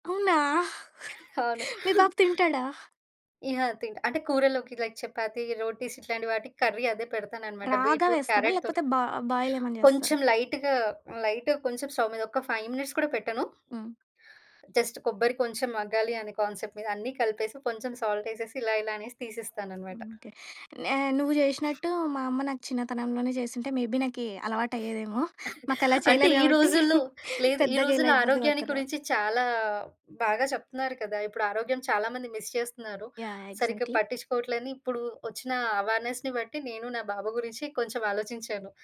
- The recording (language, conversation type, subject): Telugu, podcast, ఆరోగ్యాన్ని మెరుగుపరచడానికి రోజూ చేయగల చిన్నచిన్న అలవాట్లు ఏమేవి?
- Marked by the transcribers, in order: laughing while speaking: "మీ బాబు తింటాడా?"; laughing while speaking: "అవును"; in English: "లైక్"; in English: "కర్రీ"; in English: "రాగా"; in English: "లైట్‌గా"; in English: "స్టవ్"; in English: "ఫైవ్ మినిట్స్"; other background noise; tapping; in English: "జస్ట్"; in English: "కాన్సెప్ట్"; in English: "మేబీ"; cough; chuckle; laughing while speaking: "పెద్దగా ఇలా ఇబ్బంది పడతన్న"; "గురించి" said as "కురించి"; in English: "మిస్"; in English: "ఎగ్జాక్ట్‌లీ"; in English: "అవేర్‌నెస్‌ని"